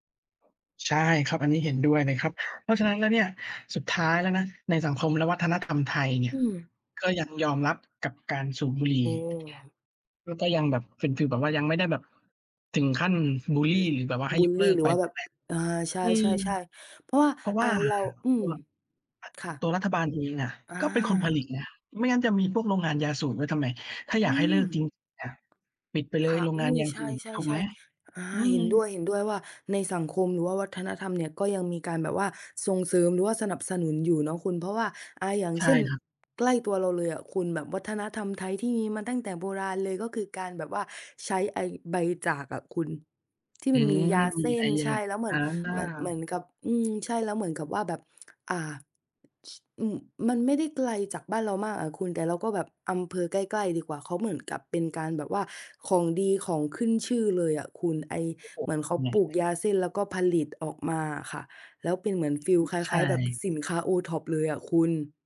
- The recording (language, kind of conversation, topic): Thai, unstructured, ทำไมหลายคนยังสูบบุหรี่ทั้งที่รู้ว่าเป็นอันตราย?
- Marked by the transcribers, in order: other background noise; tapping